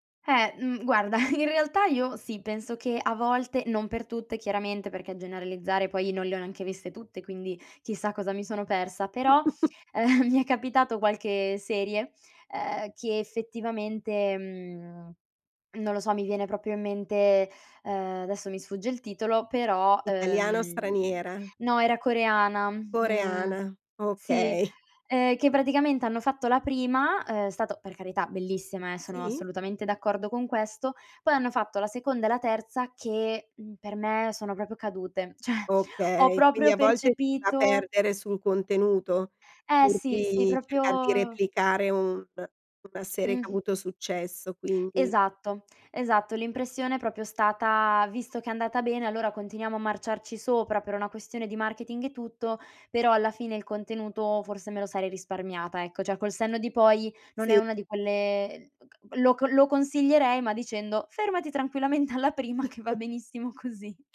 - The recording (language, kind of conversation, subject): Italian, podcast, Che effetto ha lo streaming sul modo in cui consumiamo l’intrattenimento?
- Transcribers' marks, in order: laughing while speaking: "guarda"; laugh; laughing while speaking: "ehm"; laughing while speaking: "cioè"; "proprio" said as "propio"; "proprio" said as "propio"; laughing while speaking: "prima che va benissimo"; chuckle